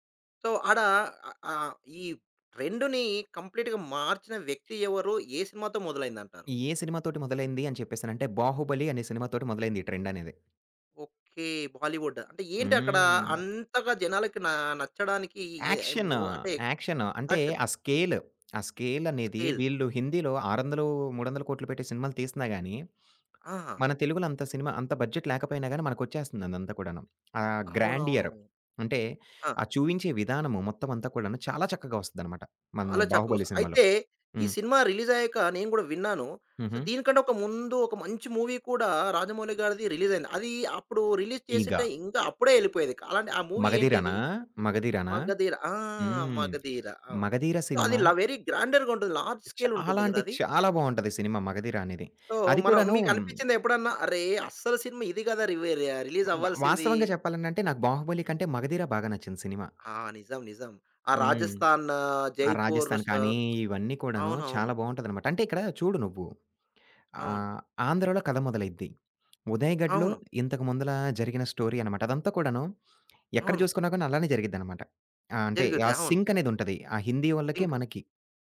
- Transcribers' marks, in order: in English: "సో"; in English: "ట్రెండ్‌ని కంప్లీట్‌గా"; other background noise; in English: "బాలీవుడ్"; in English: "యాక్షన్. యాక్షన్"; in English: "యాక్షన్?"; in English: "స్కేల్"; in English: "స్కేల్"; in English: "బడ్జెట్"; tapping; in English: "గ్రాండియర్"; in English: "సో"; in English: "మూవీ"; in English: "రిలీజ్"; in English: "మూవీ"; in English: "వెరీ గ్రాండర్‌గుంటది. లార్జ్"; in English: "సో"; in English: "స్టోరీ"; in English: "సింక్"
- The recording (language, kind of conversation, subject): Telugu, podcast, బాలీవుడ్ మరియు టాలీవుడ్‌ల పాపులర్ కల్చర్‌లో ఉన్న ప్రధాన తేడాలు ఏమిటి?